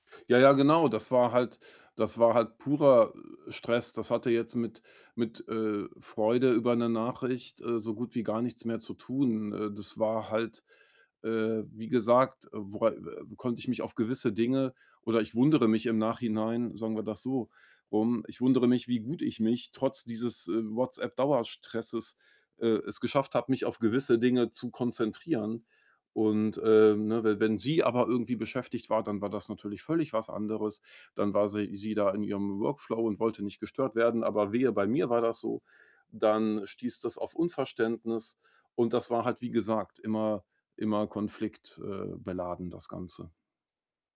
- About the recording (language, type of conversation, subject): German, podcast, Wie fühlst du dich, wenn du ständig Benachrichtigungen bekommst?
- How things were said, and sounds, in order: in English: "Workflow"